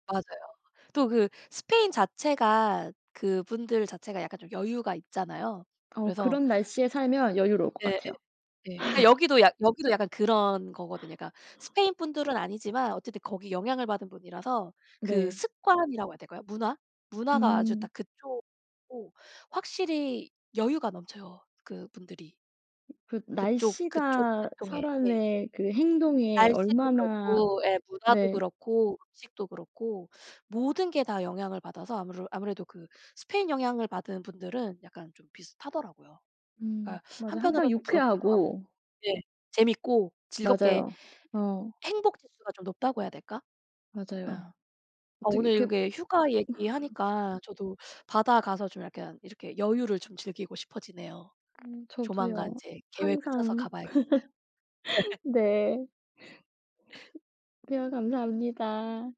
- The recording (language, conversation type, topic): Korean, unstructured, 바다와 산 중 어느 곳에서 더 쉬고 싶으신가요?
- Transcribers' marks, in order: laugh; other background noise; laugh; laugh